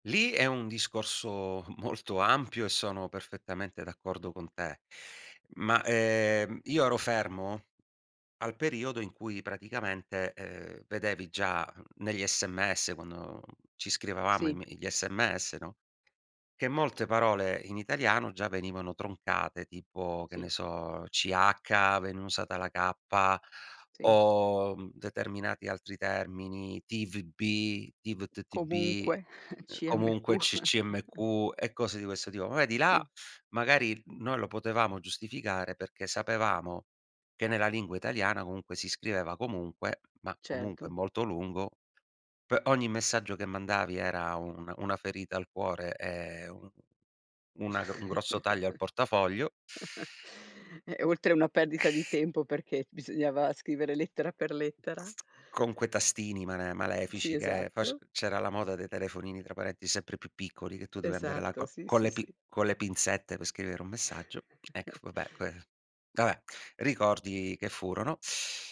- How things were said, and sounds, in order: laughing while speaking: "molto"; other background noise; chuckle; laughing while speaking: "C-M-Q"; chuckle; chuckle; tapping; other noise; chuckle
- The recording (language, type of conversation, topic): Italian, podcast, Che ruolo ha la lingua nella tua identità?